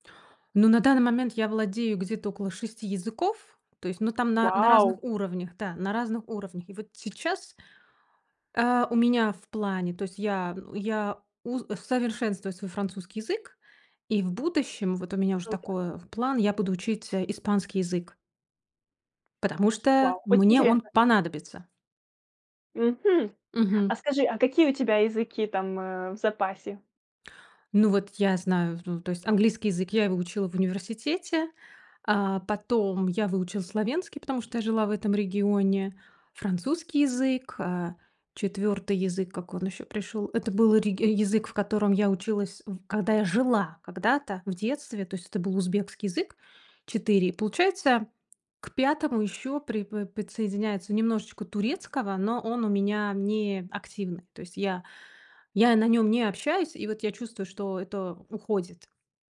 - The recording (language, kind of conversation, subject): Russian, podcast, Что помогает тебе не бросать новое занятие через неделю?
- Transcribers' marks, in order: none